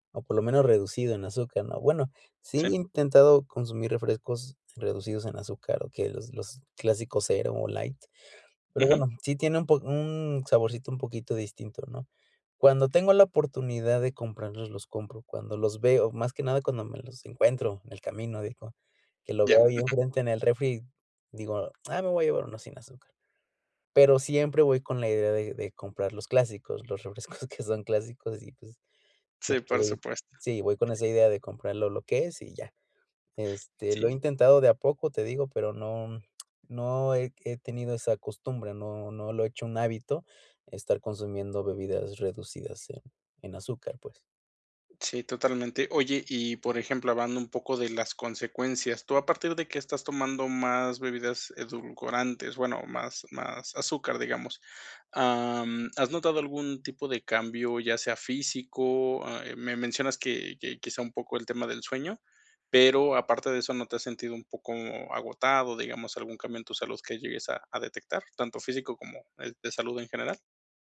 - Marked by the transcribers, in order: laughing while speaking: "refrescos que son clásicos y, pues"; unintelligible speech
- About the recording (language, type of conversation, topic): Spanish, advice, ¿Cómo puedo equilibrar el consumo de azúcar en mi dieta para reducir la ansiedad y el estrés?